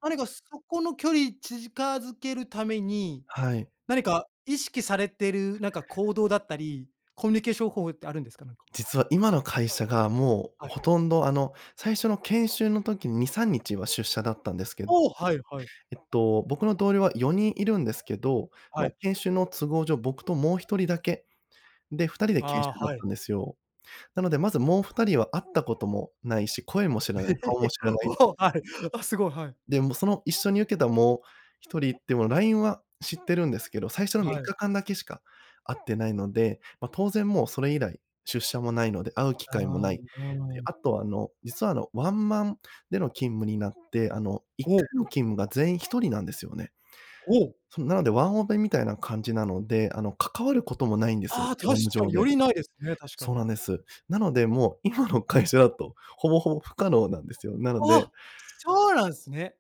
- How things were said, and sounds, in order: other background noise; laugh; laughing while speaking: "お、はい"; laughing while speaking: "今の会社だと"
- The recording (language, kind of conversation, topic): Japanese, podcast, 転職を考えるとき、何が決め手になりますか？